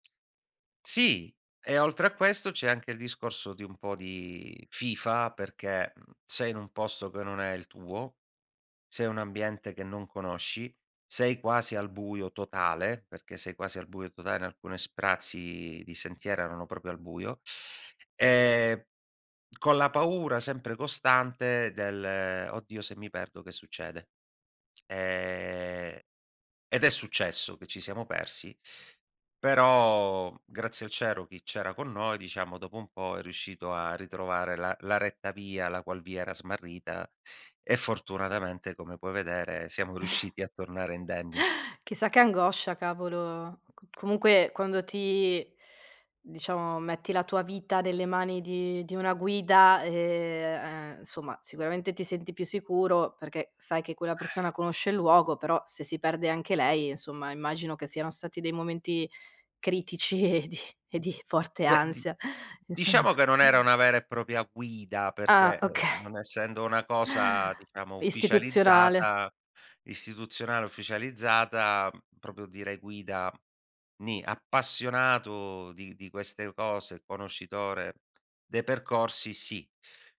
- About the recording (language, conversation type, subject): Italian, podcast, Qual è il posto più sorprendente che hai scoperto per caso?
- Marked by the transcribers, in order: tapping; drawn out: "Ehm"; "cielo" said as "ciero"; chuckle; "insomma" said as "nsomma"; sigh; laughing while speaking: "critici e di"; "propria" said as "propia"; laughing while speaking: "oka"; "proprio" said as "propio"